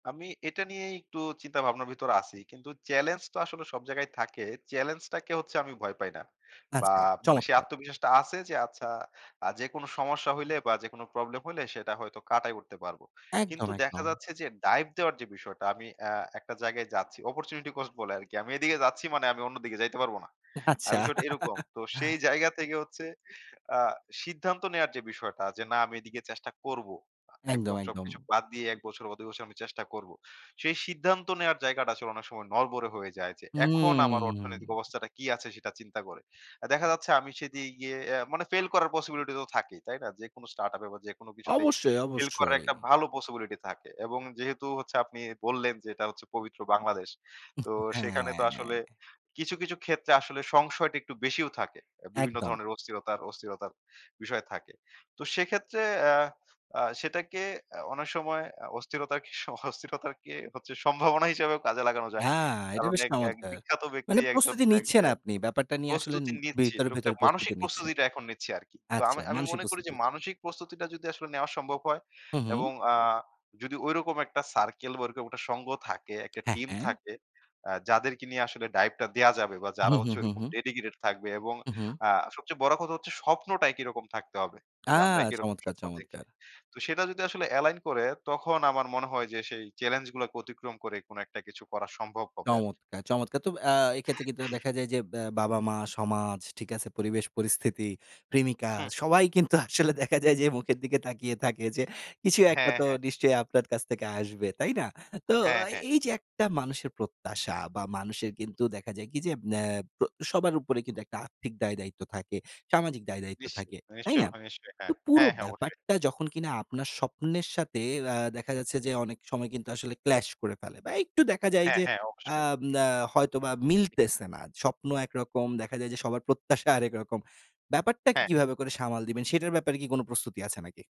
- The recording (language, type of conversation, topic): Bengali, podcast, চাকরি আর স্বপ্নের মধ্যে তুমি কীভাবে ভারসাম্য বজায় রাখো?
- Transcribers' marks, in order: other background noise; in English: "ডাইভ"; in English: "অপরচুনিটি কোস্ট"; laughing while speaking: "আচ্ছা"; laugh; chuckle; tapping; in English: "ডাইভ"; in English: "ডেডিকেটেড"; in English: "এলাইন"; throat clearing; laughing while speaking: "আসলে দেখা যায় যে"; scoff; in English: "ক্লাশ"